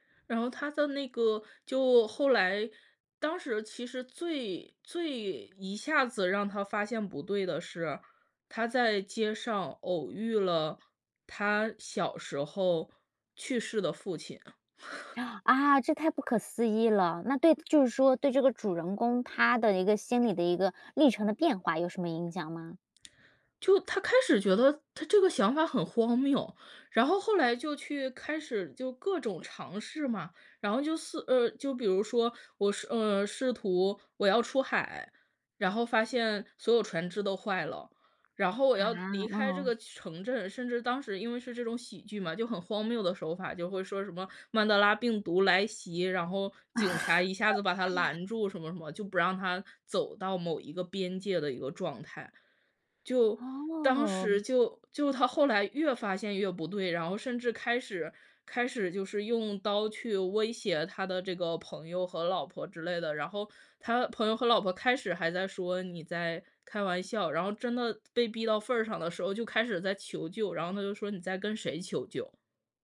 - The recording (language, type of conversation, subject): Chinese, podcast, 你最喜欢的一部电影是哪一部？
- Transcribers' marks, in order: chuckle; gasp; laugh